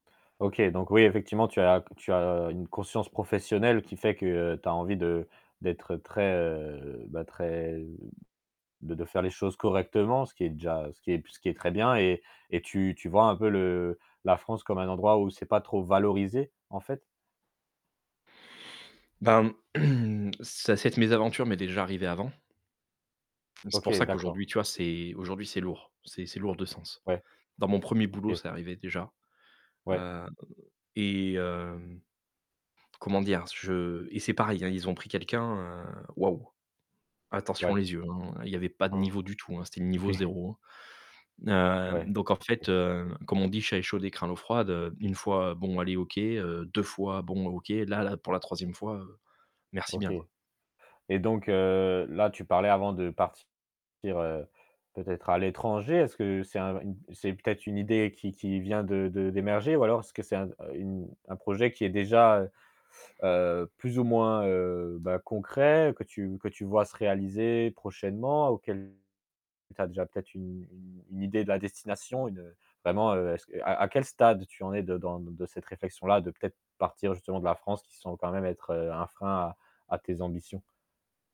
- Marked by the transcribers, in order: stressed: "valorisé"; throat clearing; mechanical hum; distorted speech; other noise; stressed: "deux"
- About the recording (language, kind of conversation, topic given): French, advice, Comment surmonter la peur de l’échec après une grosse déception qui t’empêche d’agir ?